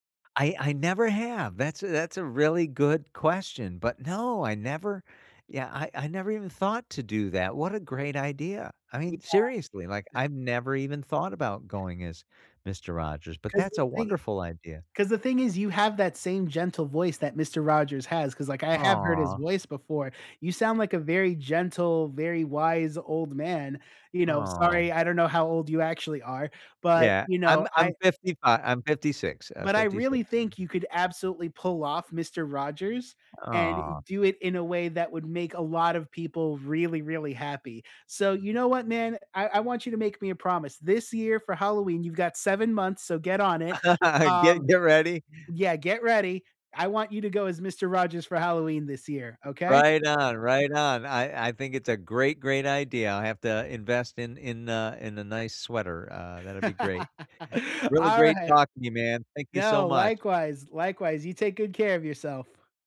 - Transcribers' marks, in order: tapping; chuckle; other background noise; laugh; laugh
- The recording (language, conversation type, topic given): English, unstructured, Is there a song that takes you right back to your childhood?
- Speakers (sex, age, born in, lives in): male, 35-39, Venezuela, United States; male, 55-59, United States, United States